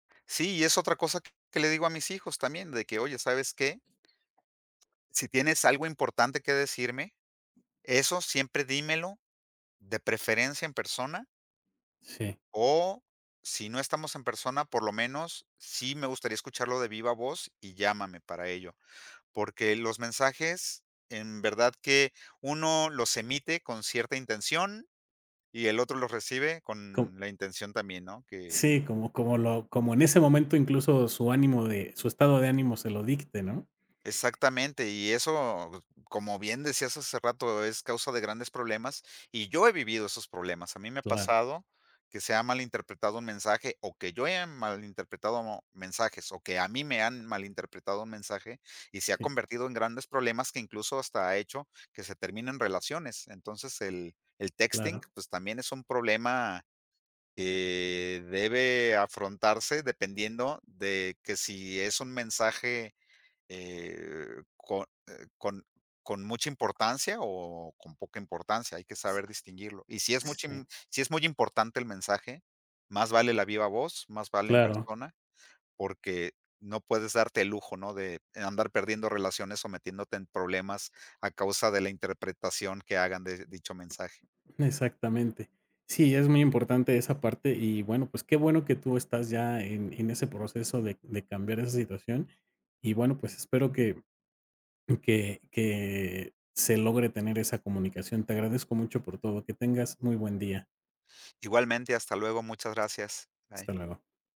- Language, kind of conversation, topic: Spanish, podcast, ¿Qué haces cuando sientes que el celular te controla?
- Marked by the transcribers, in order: other background noise; other noise; tapping